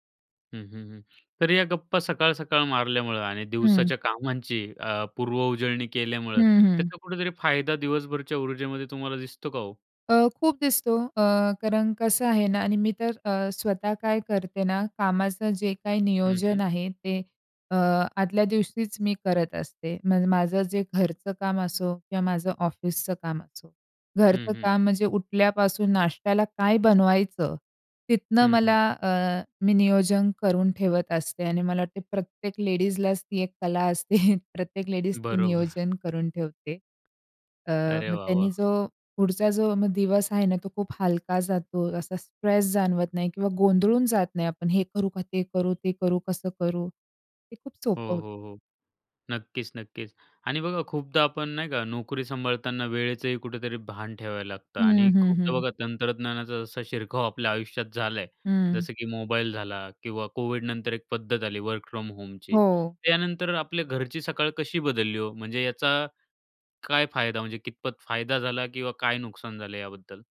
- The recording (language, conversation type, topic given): Marathi, podcast, तुझ्या घरी सकाळची परंपरा कशी असते?
- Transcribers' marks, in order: tapping; other background noise; laughing while speaking: "असते"; in English: "वर्क फ्रॉम होमची"